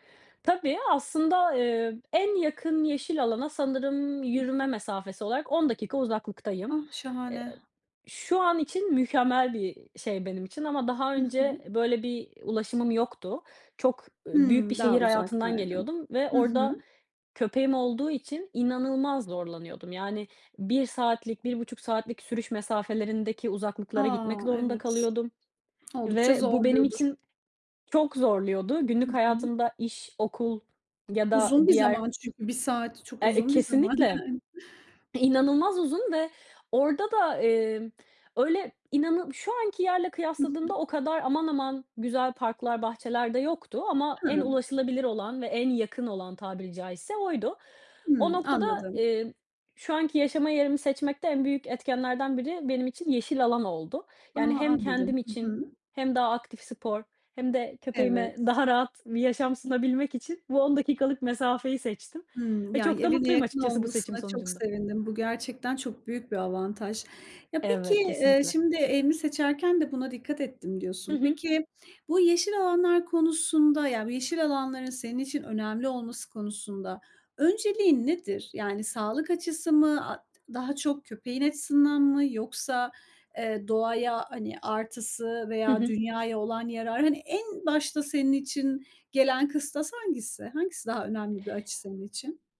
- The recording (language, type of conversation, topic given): Turkish, podcast, Sence şehirde yeşil alanlar neden önemli?
- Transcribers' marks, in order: other background noise; laughing while speaking: "yani"